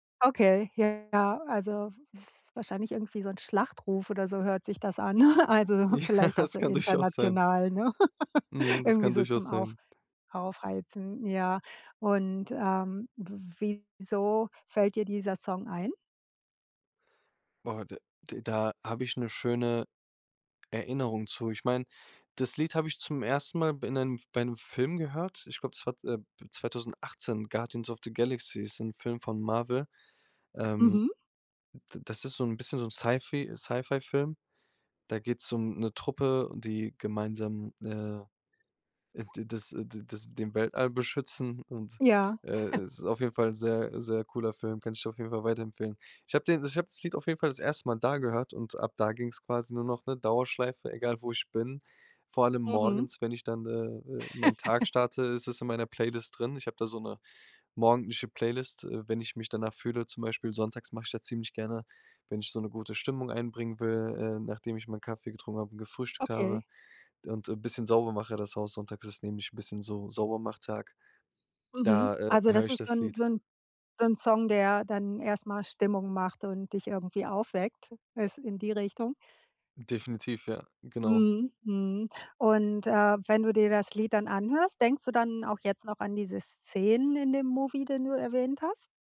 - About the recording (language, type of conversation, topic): German, podcast, Welcher Song macht dich richtig glücklich, und warum?
- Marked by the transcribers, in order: other background noise; laughing while speaking: "Ja, das kann durchaus sein"; chuckle; tapping; chuckle; chuckle; chuckle; in English: "Movie"